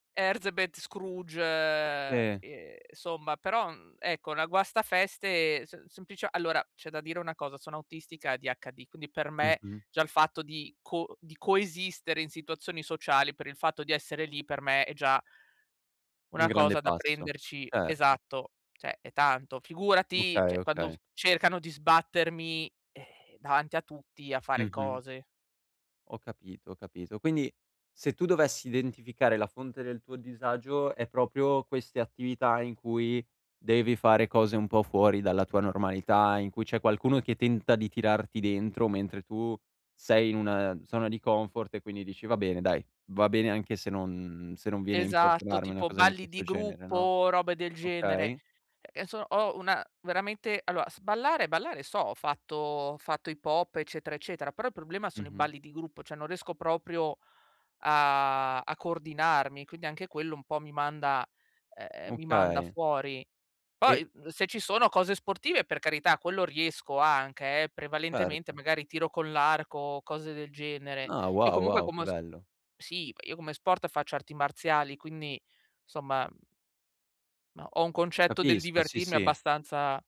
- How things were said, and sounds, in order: tapping; "cioè" said as "ceh"; "cioè" said as "ceh"; "proprio" said as "propio"; "cioè" said as "ceh"
- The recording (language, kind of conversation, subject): Italian, advice, Perché mi sento a disagio quando vado in vacanza?